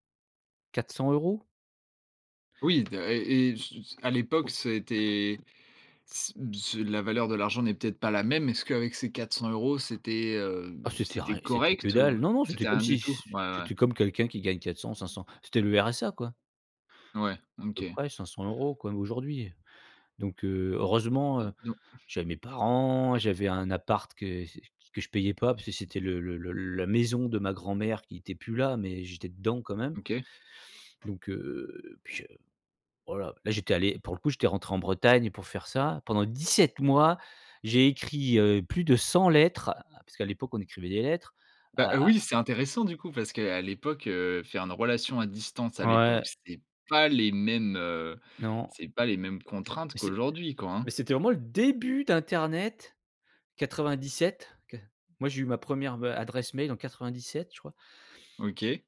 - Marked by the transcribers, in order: other background noise; stressed: "même"; stressed: "dedans"; stressed: "début"
- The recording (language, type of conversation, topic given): French, podcast, Qu’est-ce qui t’a poussé(e) à t’installer à l’étranger ?